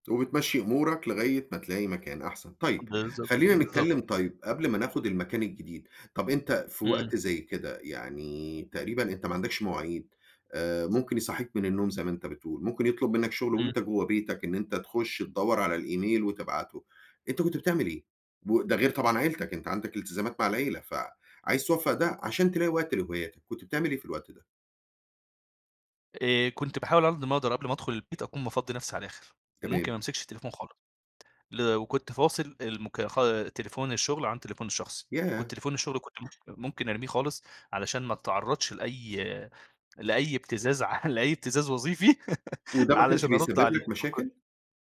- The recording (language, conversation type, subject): Arabic, podcast, إزاي بتلاقي وقت لهواياتك وسط الشغل والالتزامات؟
- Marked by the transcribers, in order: tapping; other background noise; laughing while speaking: "وظيفي"; laugh